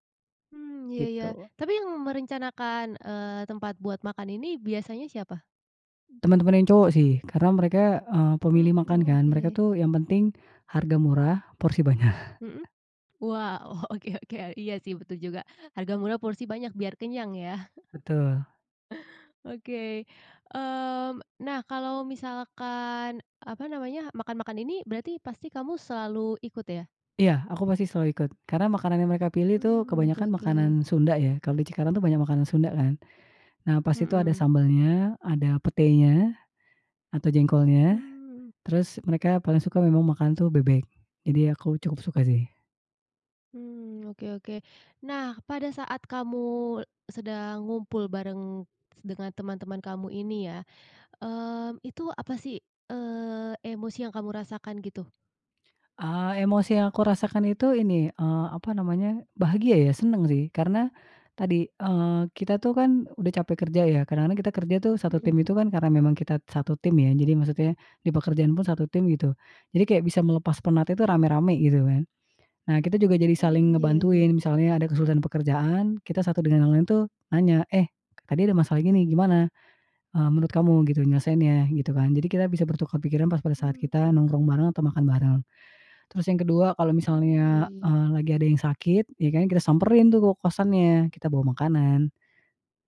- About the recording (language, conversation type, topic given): Indonesian, podcast, Apa trikmu agar hal-hal sederhana terasa berkesan?
- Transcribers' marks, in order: laughing while speaking: "oke oke"; chuckle